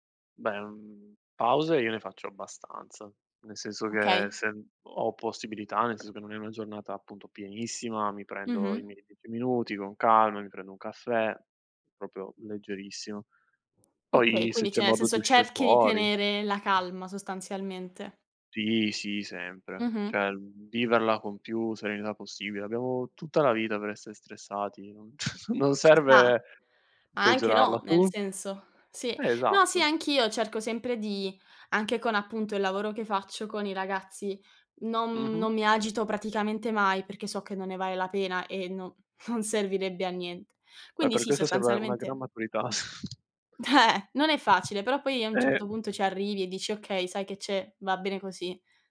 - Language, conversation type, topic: Italian, unstructured, Come gestisci lo stress nella tua vita quotidiana?
- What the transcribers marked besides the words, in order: other background noise; tapping; "cioè" said as "ceh"; "Cioè" said as "ceh"; chuckle; snort; chuckle; laughing while speaking: "Eh"